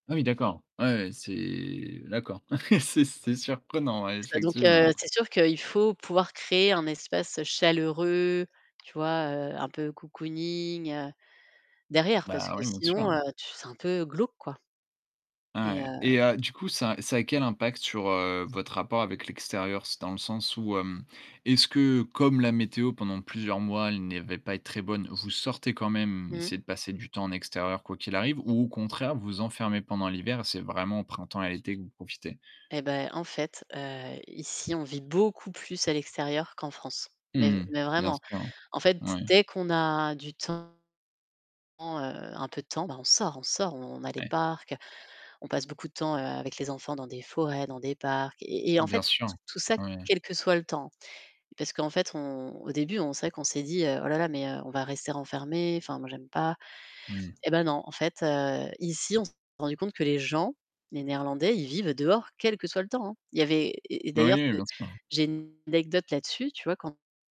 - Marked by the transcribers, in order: chuckle; static; other background noise; distorted speech; tapping
- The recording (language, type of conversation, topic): French, podcast, Qu’est-ce que la lumière change pour toi à la maison ?